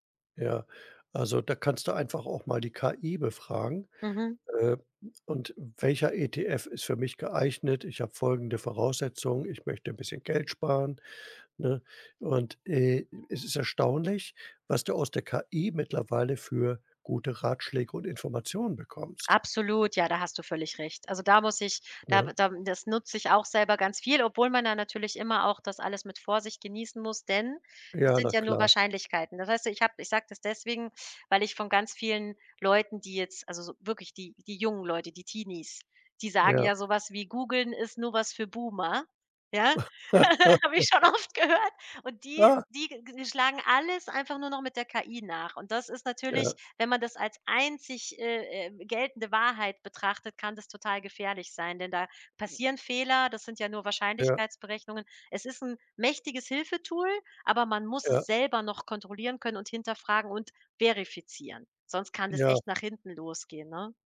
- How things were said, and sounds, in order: other background noise; stressed: "denn"; tapping; chuckle; anticipating: "Ah"; chuckle; laughing while speaking: "habe ich schon oft gehört"
- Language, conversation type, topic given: German, advice, Wie kann ich meine Ausgaben reduzieren, wenn mir dafür die Motivation fehlt?